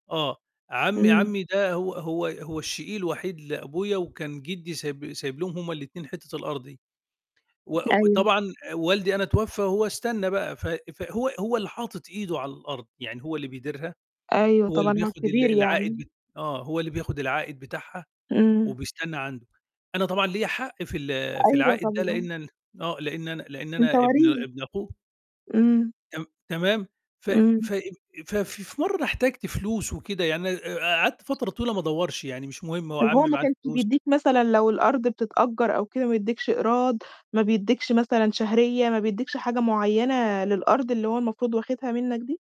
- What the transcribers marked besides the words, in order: mechanical hum; tapping; other background noise; distorted speech
- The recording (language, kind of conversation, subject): Arabic, podcast, إزاي بتتعامل لما يحصل خلاف مع حد من قرايبك؟